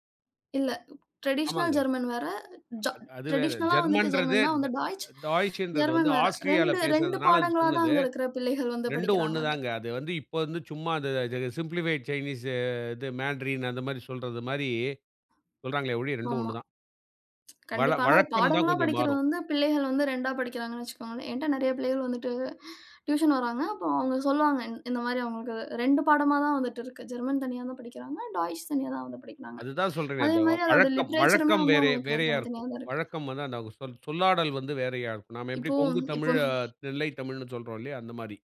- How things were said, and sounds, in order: in English: "ட்ரேடிஷ்னல் ஜெர்மன்"; in English: "ட்ரேடிஷ்னலா"; in English: "ஜெர்மன்றது"; in English: "ஜெர்மன்"; in English: "டாய்ச்சுன்றது"; in English: "டாய்ச், ஜெர்மன்"; in English: "சிம்பிளிஃபைட் சைனீஸு"; in English: "மேன்றீன்"; tapping; in English: "ட்யூஷன்"; in English: "ஜெர்மன்"; in English: "டாய்ச்"; in English: "லிட்ரேச்சருமே"; laughing while speaking: "இ"
- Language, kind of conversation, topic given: Tamil, podcast, புதிய இடத்துக்குச் சென்றபோது புதிய நண்பர்களை எப்படி உருவாக்கலாம்?
- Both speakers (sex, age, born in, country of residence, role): female, 35-39, India, India, guest; male, 45-49, India, India, host